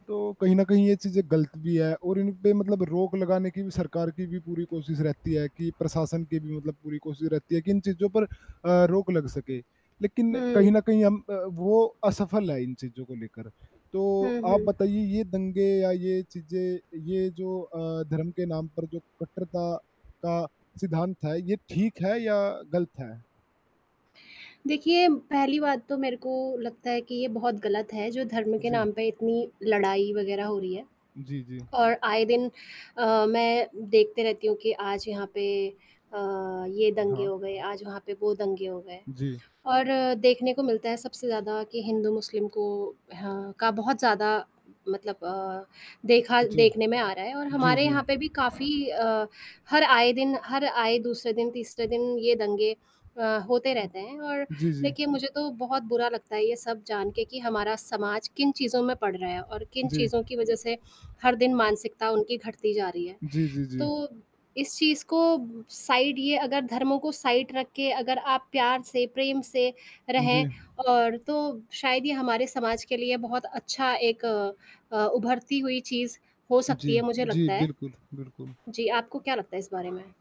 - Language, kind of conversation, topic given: Hindi, unstructured, क्या धार्मिक कट्टरता समाज के लिए खतरा है?
- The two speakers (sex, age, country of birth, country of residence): female, 25-29, India, India; male, 20-24, India, India
- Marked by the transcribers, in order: static; tapping; distorted speech; other background noise; in English: "साइड"; in English: "साइड"